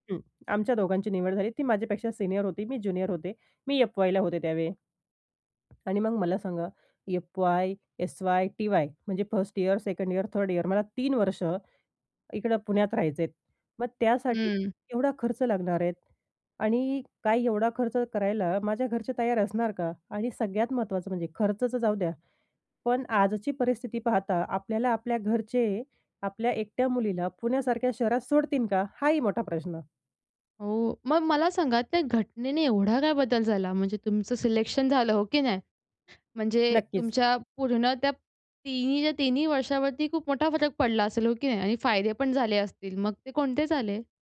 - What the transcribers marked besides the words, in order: other background noise; in English: "फर्स्ट इयर, सेकंड इयर, थर्ड इयर"; other noise
- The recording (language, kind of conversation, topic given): Marathi, podcast, कधी एखाद्या छोट्या मदतीमुळे पुढे मोठा फरक पडला आहे का?